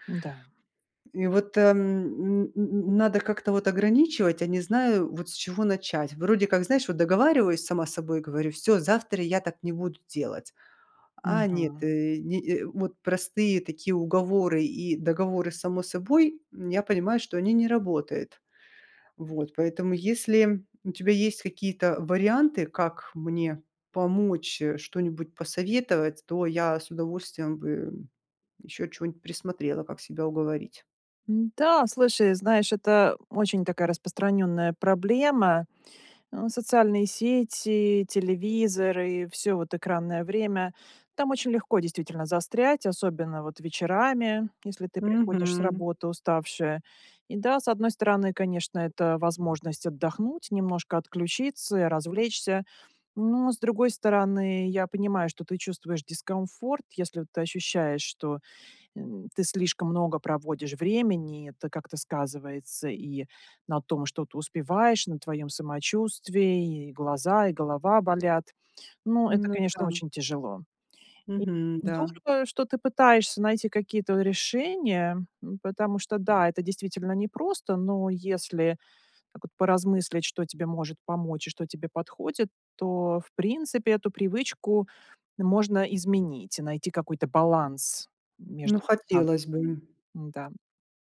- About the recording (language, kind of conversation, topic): Russian, advice, Как мне сократить вечернее время за экраном и меньше сидеть в интернете?
- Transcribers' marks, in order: none